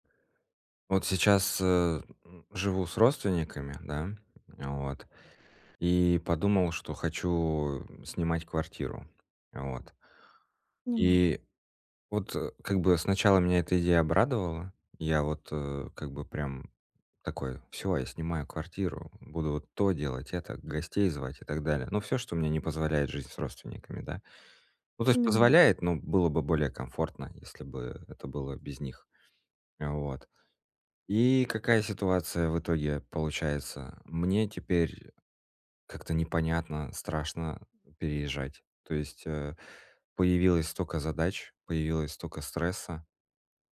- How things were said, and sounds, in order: none
- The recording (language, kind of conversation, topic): Russian, advice, Как мне стать более гибким в мышлении и легче принимать изменения?